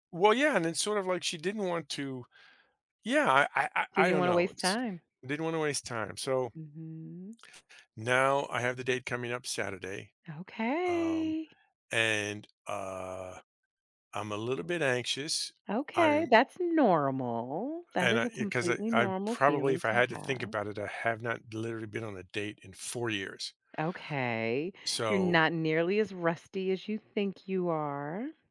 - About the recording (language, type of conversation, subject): English, advice, How can I calm my nerves and feel more confident before a first date?
- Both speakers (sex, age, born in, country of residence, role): female, 60-64, United States, United States, advisor; male, 55-59, United States, United States, user
- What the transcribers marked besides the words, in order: none